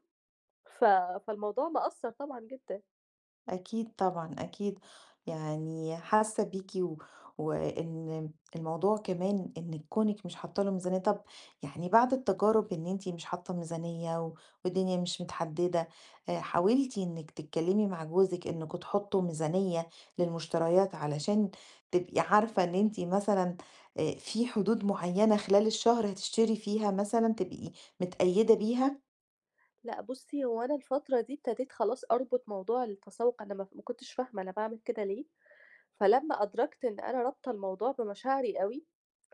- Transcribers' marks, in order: other background noise
- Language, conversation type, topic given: Arabic, advice, إزاي أتعلم أتسوّق بذكاء وأمنع نفسي من الشراء بدافع المشاعر؟